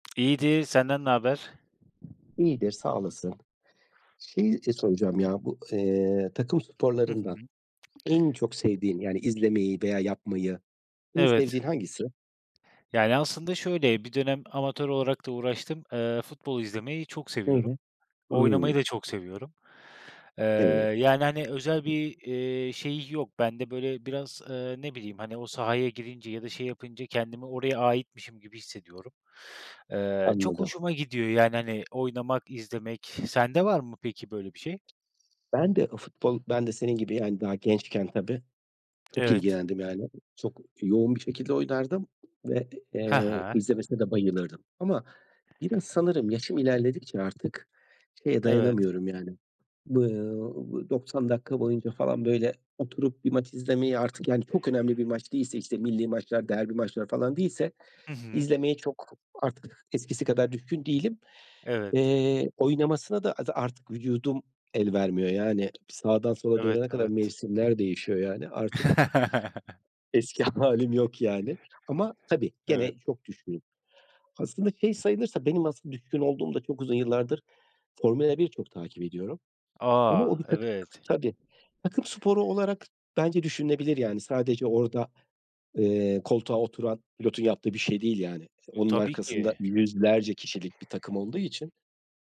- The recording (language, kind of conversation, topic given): Turkish, unstructured, En sevdiğin takım sporu hangisi ve neden?
- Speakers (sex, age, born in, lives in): male, 30-34, Turkey, Germany; male, 50-54, Turkey, Spain
- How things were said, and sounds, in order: tapping; other background noise; chuckle; laughing while speaking: "hâlim"